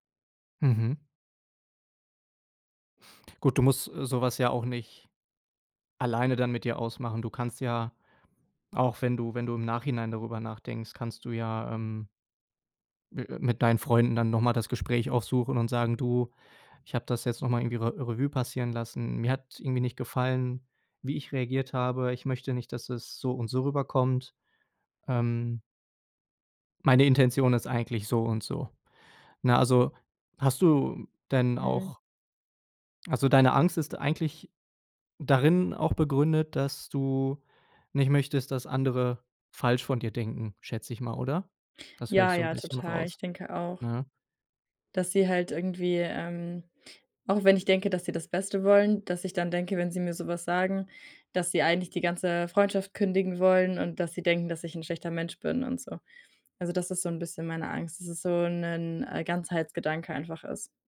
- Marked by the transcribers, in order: none
- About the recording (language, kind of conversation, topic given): German, advice, Warum fällt es mir schwer, Kritik gelassen anzunehmen, und warum werde ich sofort defensiv?